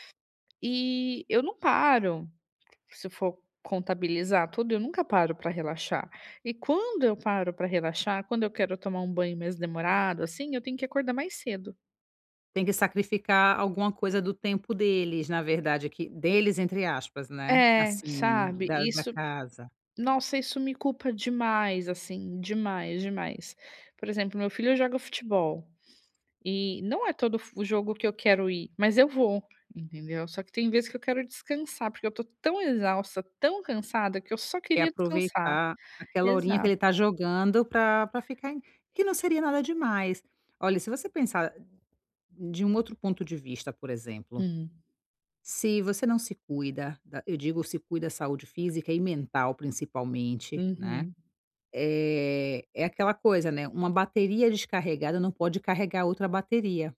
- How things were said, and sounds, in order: tapping; other background noise
- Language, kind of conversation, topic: Portuguese, advice, Por que sinto culpa ou ansiedade ao tirar um tempo para relaxar?